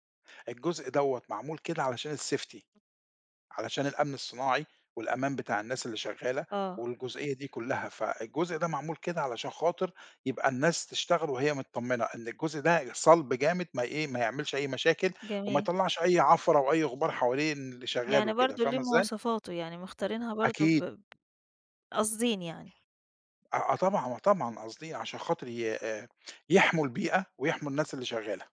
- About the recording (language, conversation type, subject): Arabic, podcast, احكيلي عن لحظة حسّيت فيها بفخر كبير؟
- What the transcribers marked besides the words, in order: in English: "الsafety"; other background noise; tapping